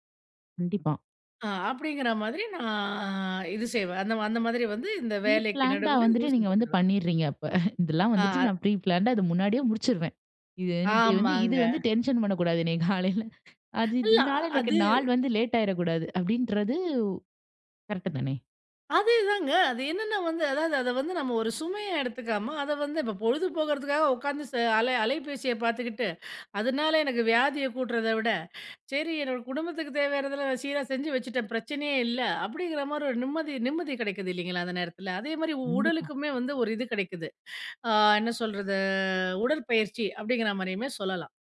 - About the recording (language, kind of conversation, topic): Tamil, podcast, காலத்தைச் சிறப்பாகச் செலவிட்டு நீங்கள் பெற்ற ஒரு வெற்றிக் கதையைப் பகிர முடியுமா?
- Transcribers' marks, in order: drawn out: "நான்"; in English: "ப்ரீ பிளான்ட்டா"; chuckle; in English: "ப்ரீ பிளான்டா"; chuckle; other background noise; drawn out: "சொல்றது?"